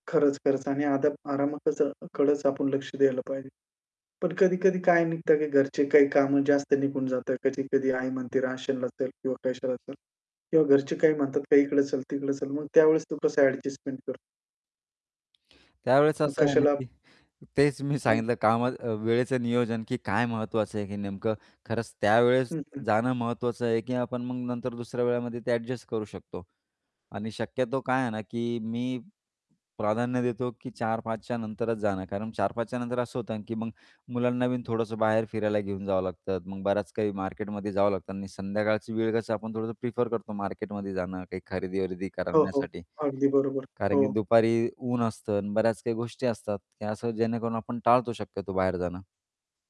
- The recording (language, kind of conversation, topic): Marathi, podcast, साप्ताहिक सुट्टीत तुम्ही सर्वात जास्त काय करायला प्राधान्य देता?
- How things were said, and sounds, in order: static; distorted speech; other background noise